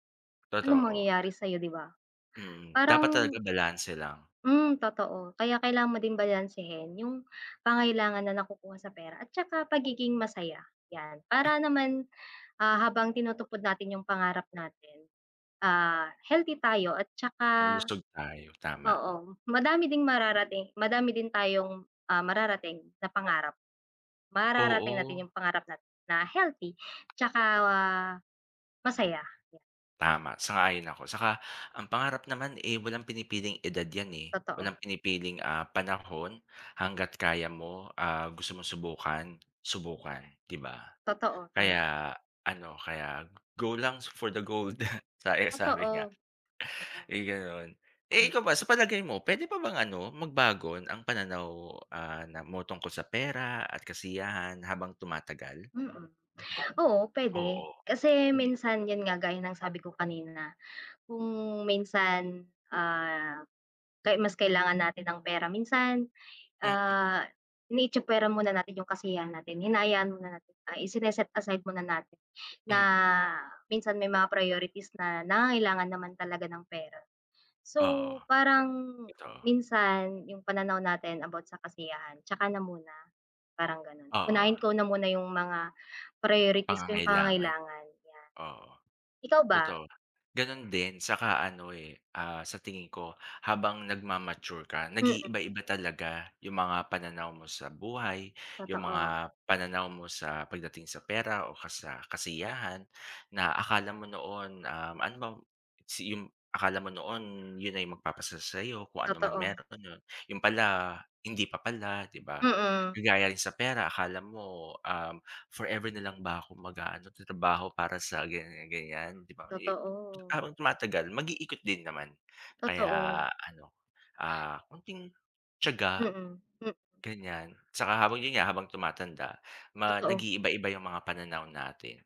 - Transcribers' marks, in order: tapping; other background noise; "tinutupad" said as "tinutupod"; laugh
- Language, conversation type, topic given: Filipino, unstructured, Sa tingin mo ba, mas mahalaga ang pera o ang kasiyahan sa pagtupad ng pangarap?